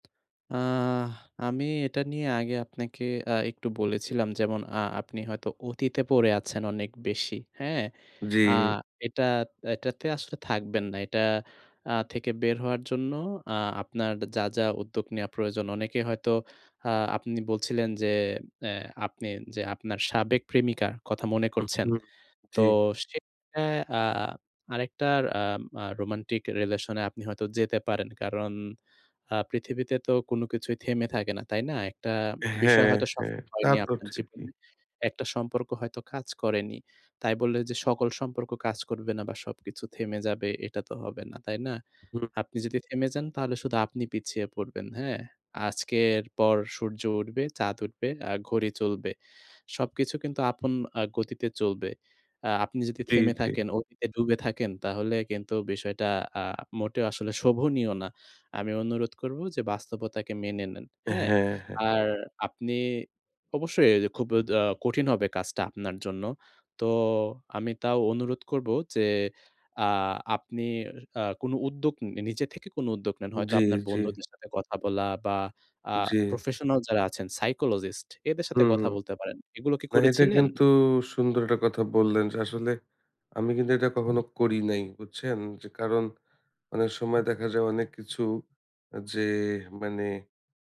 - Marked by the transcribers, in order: tapping; other background noise; "এটা" said as "হেটা"
- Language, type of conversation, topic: Bengali, advice, অতীতের স্মৃতি বারবার ফিরে এসে দুশ্চিন্তা বাড়ায়
- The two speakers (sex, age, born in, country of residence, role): male, 20-24, Bangladesh, Bangladesh, advisor; male, 30-34, Bangladesh, Bangladesh, user